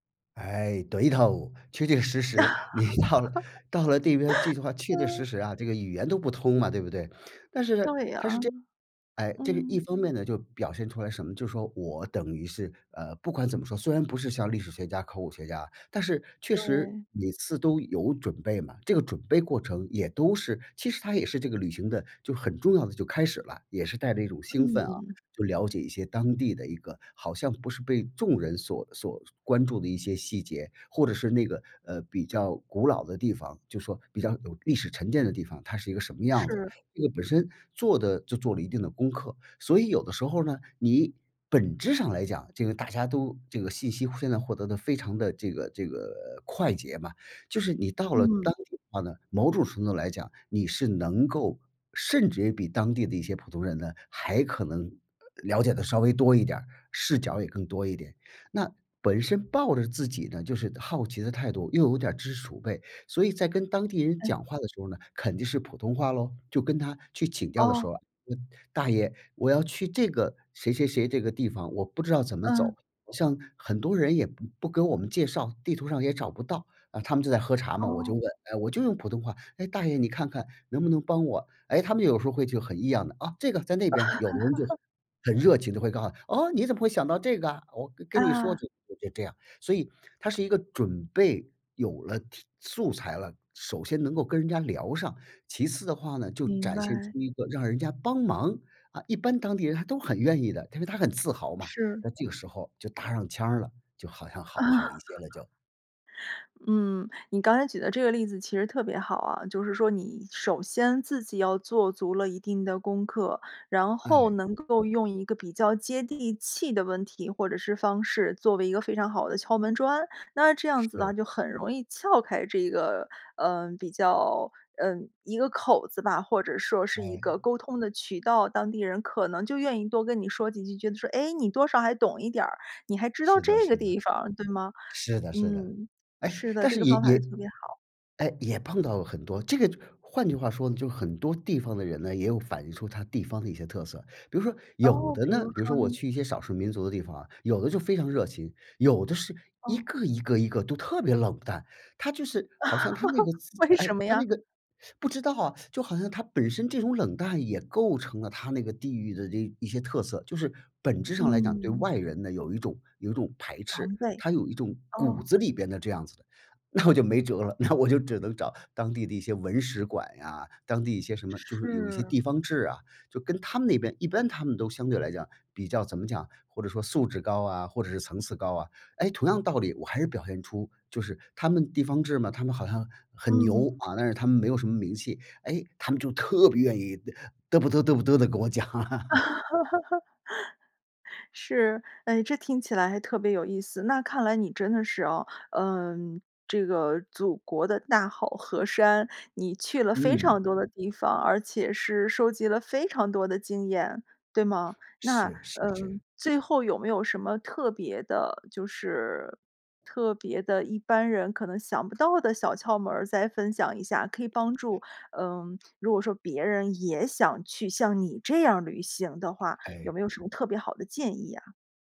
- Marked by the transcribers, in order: put-on voice: "对头"; laugh; laughing while speaking: "你到了"; laugh; other noise; laughing while speaking: "啊"; laugh; laugh; laughing while speaking: "为"; laughing while speaking: "那我"; laughing while speaking: "那我就"; laughing while speaking: "讲"; laugh
- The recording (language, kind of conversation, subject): Chinese, podcast, 你如何在旅行中发现新的视角？